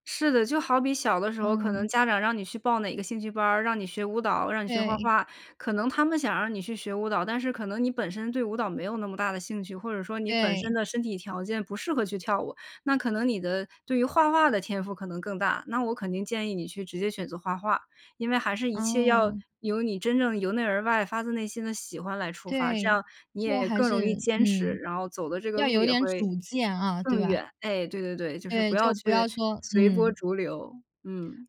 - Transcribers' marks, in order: none
- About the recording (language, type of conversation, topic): Chinese, podcast, 你是如何把兴趣坚持成长期习惯的？